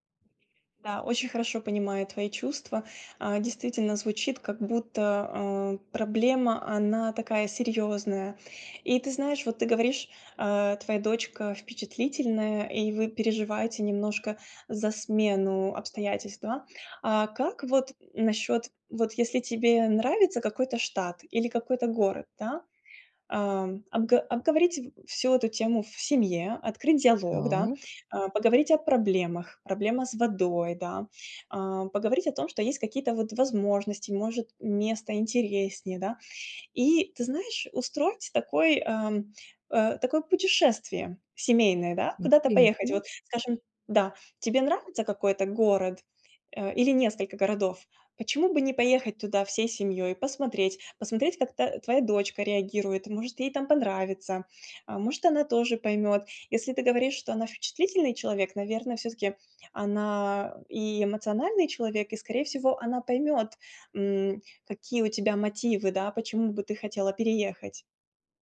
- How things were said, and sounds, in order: other background noise
- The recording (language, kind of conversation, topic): Russian, advice, Как справиться с тревогой из-за мировых новостей?